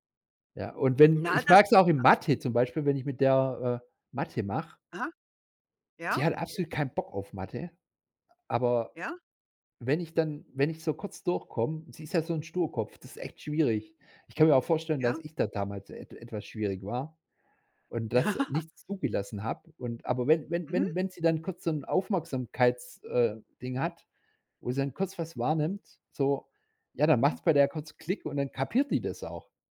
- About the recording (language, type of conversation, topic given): German, podcast, Was war dein liebstes Spiel als Kind und warum?
- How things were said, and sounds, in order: laughing while speaking: "Ja"